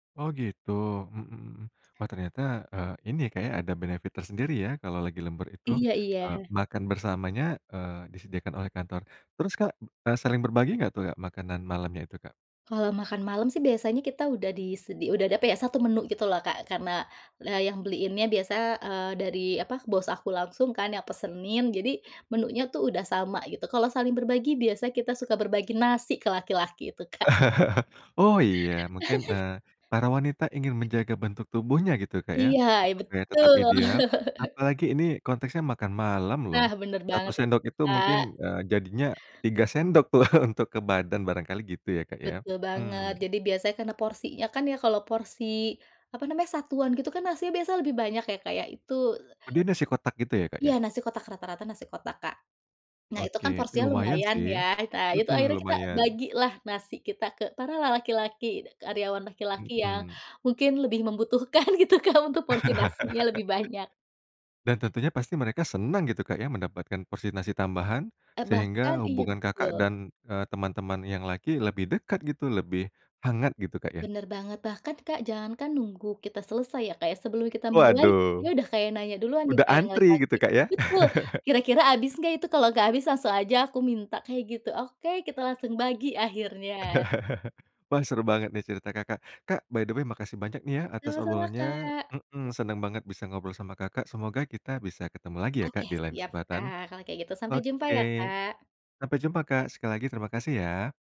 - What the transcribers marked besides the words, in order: in English: "benefit"; laugh; chuckle; laugh; tapping; laughing while speaking: "tuh"; other background noise; laughing while speaking: "membutuhkan gitu Kak"; laugh; chuckle; chuckle; in English: "by the way"
- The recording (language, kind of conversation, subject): Indonesian, podcast, Kenapa berbagi makanan bisa membuat hubungan lebih dekat?